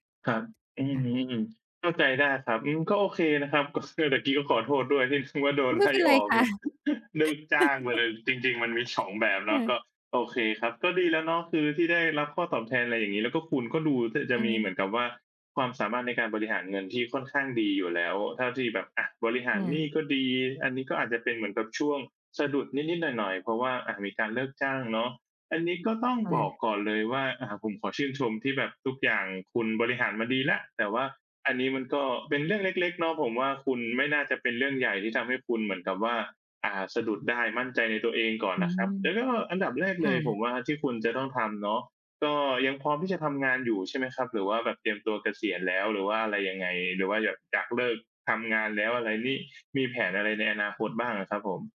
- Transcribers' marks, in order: tapping; laugh; laugh; other background noise
- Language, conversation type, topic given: Thai, advice, จะเริ่มประหยัดเงินโดยไม่ลดคุณภาพชีวิตและยังมีความสุขได้อย่างไร?